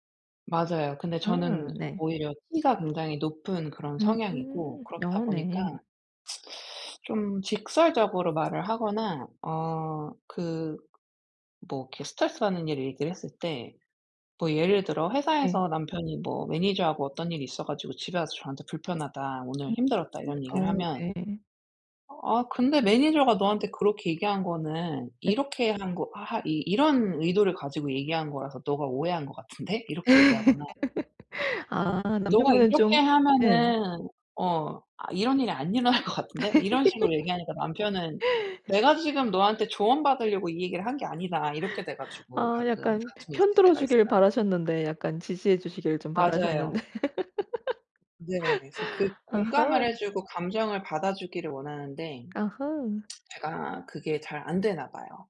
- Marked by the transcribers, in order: other background noise; tapping; teeth sucking; laugh; laughing while speaking: "같은데?"; laugh; laughing while speaking: "바라셨는데"; laugh
- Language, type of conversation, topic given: Korean, advice, 파트너가 스트레스를 받거나 감정적으로 힘들어할 때 저는 어떻게 지지할 수 있을까요?